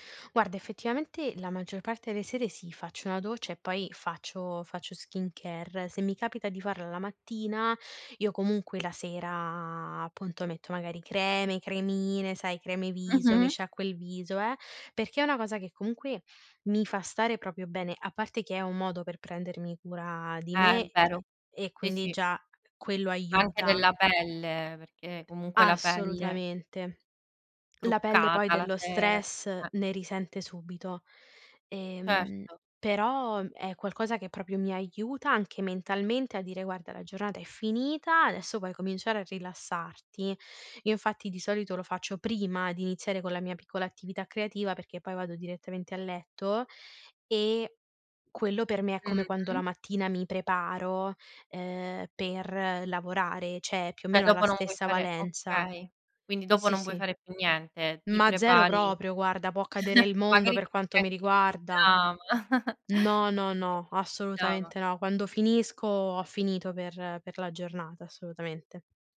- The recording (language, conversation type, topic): Italian, podcast, Qual è il tuo rituale serale per rilassarti?
- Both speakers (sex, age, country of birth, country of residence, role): female, 25-29, Italy, Italy, guest; female, 30-34, Italy, Italy, host
- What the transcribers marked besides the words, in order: "delle" said as "de"; in English: "skincare"; "proprio" said as "propio"; tapping; other noise; "proprio" said as "propio"; "cioè" said as "ceh"; "Cioè" said as "ceh"; chuckle; chuckle